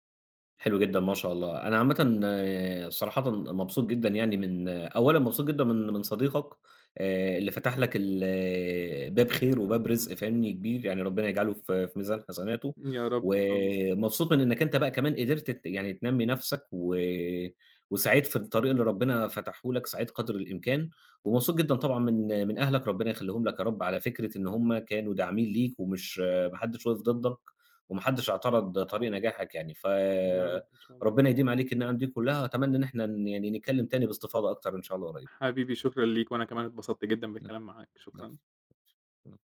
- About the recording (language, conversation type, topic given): Arabic, podcast, إيه دور أصحابك وعيلتك في دعم إبداعك؟
- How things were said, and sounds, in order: tapping; unintelligible speech